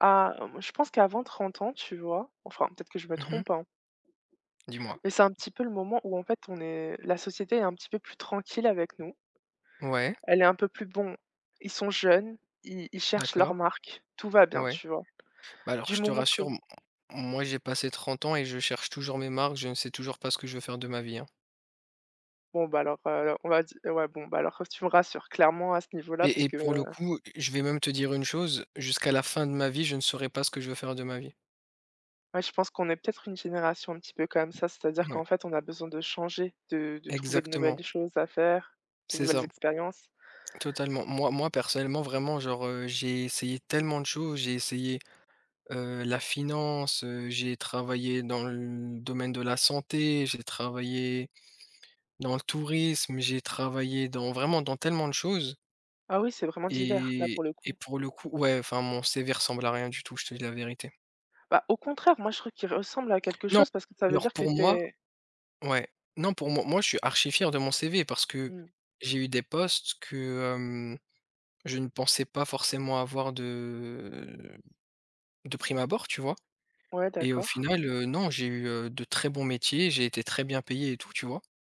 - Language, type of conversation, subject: French, unstructured, Quelle est votre stratégie pour maintenir un bon équilibre entre le travail et la vie personnelle ?
- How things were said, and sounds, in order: tapping; drawn out: "de"; stressed: "très"